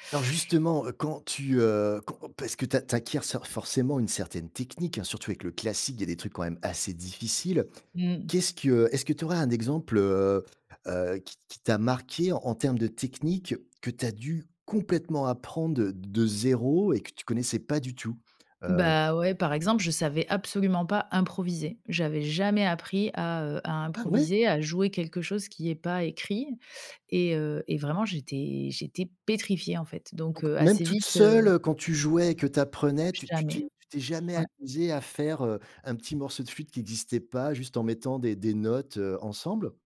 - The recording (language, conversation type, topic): French, podcast, Comment tes goûts musicaux ont-ils évolué avec le temps ?
- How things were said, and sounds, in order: other background noise; surprised: "Ah ouais ?"